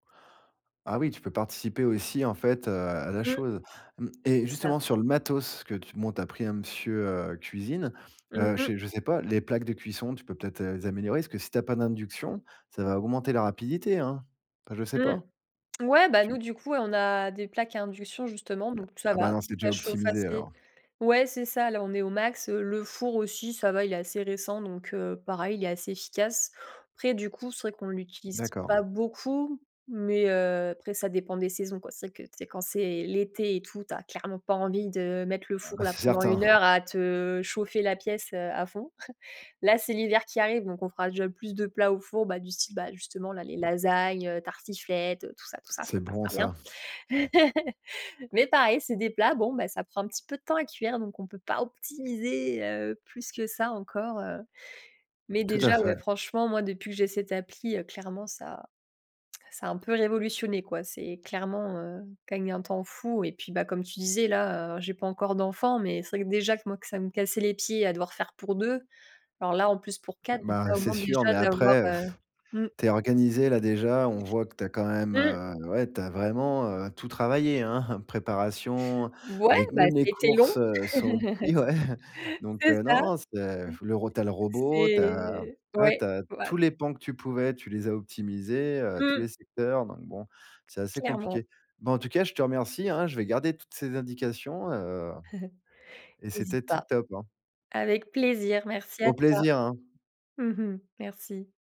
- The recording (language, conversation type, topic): French, podcast, Quelles sont tes meilleures astuces pour cuisiner rapidement en semaine ?
- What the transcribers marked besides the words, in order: tapping; other background noise; chuckle; chuckle; stressed: "optimiser"; blowing; chuckle; laughing while speaking: "livrées"; laugh; chuckle